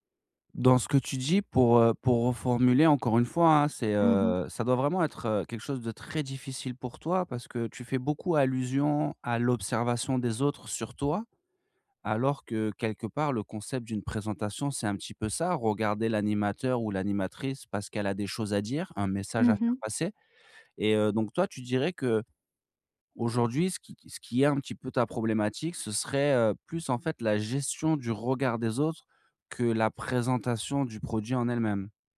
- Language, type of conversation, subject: French, advice, Comment réduire rapidement une montée soudaine de stress au travail ou en public ?
- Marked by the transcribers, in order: stressed: "gestion"